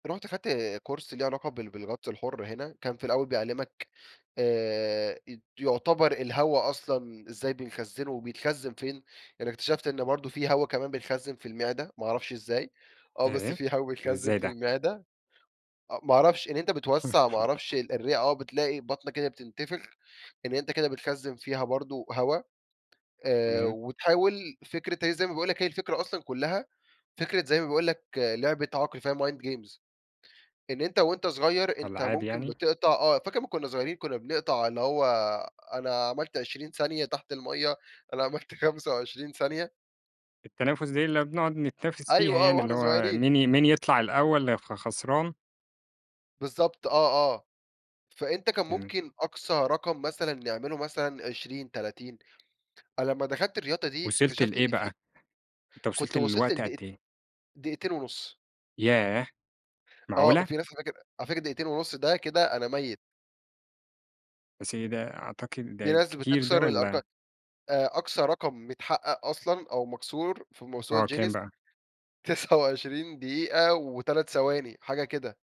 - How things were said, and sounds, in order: in English: "كورس"; tapping; laugh; in English: "mind games"; laughing while speaking: "عملت خمسة وعشرين ثانية؟"; laughing while speaking: "تسعة وعشرين"
- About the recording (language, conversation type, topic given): Arabic, podcast, إيه اللي خلّاك تحب الهواية دي من الأول؟